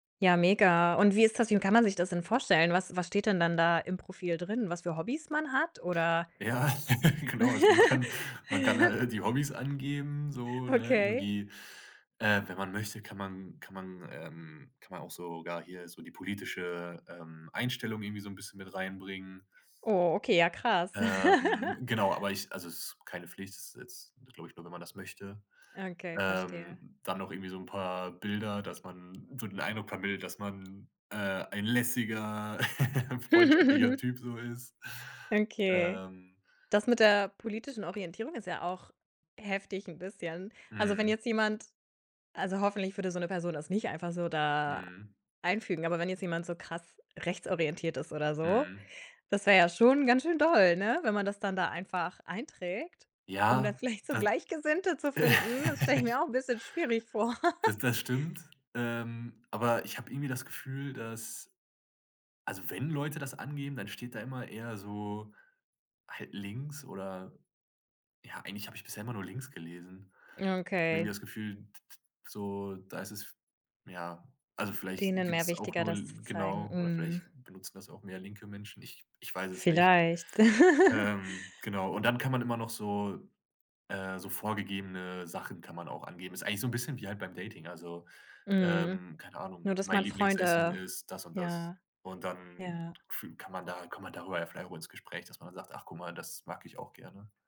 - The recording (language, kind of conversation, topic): German, podcast, Wie kannst du ganz leicht neue Leute kennenlernen?
- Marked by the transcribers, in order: laughing while speaking: "Ja"; chuckle; laugh; laughing while speaking: "halt"; laugh; other background noise; laugh; giggle; laughing while speaking: "so"; laugh; laughing while speaking: "vor"; chuckle; giggle